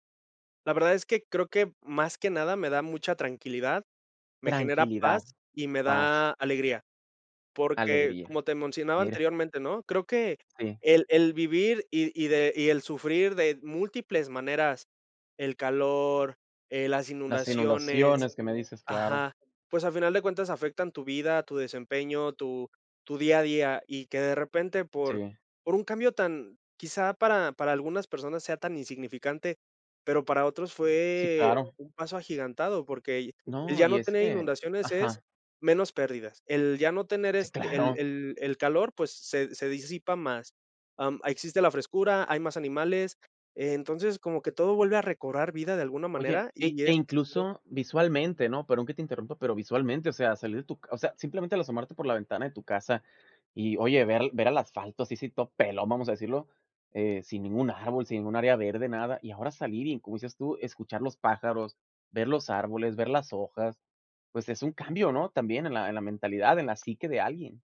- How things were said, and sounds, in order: none
- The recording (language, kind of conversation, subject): Spanish, podcast, ¿Has notado cambios en la naturaleza cerca de casa?